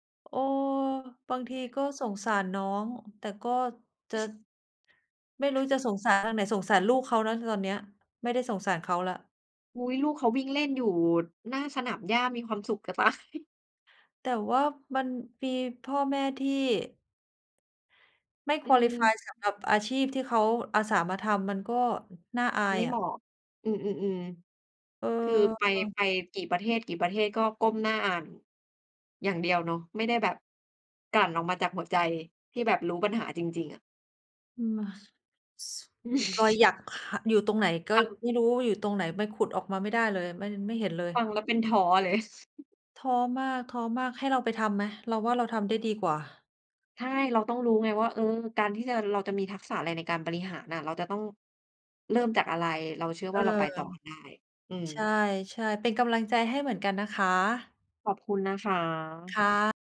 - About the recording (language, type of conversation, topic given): Thai, unstructured, คุณเริ่มต้นฝึกทักษะใหม่ ๆ อย่างไรเมื่อไม่มีประสบการณ์?
- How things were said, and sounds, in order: other background noise; chuckle; laughing while speaking: "จะตาย"; chuckle; in English: "Qualify"; chuckle; chuckle